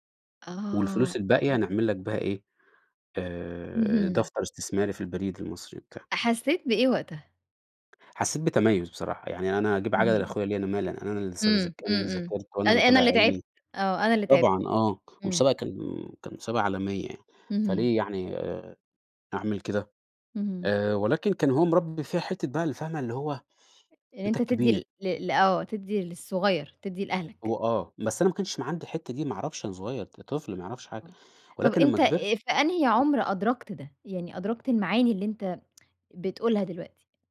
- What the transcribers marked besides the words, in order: unintelligible speech; tapping; unintelligible speech; other background noise; tsk
- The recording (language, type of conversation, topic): Arabic, podcast, إزاي بتوازن بين طموحك وحياتك الشخصية؟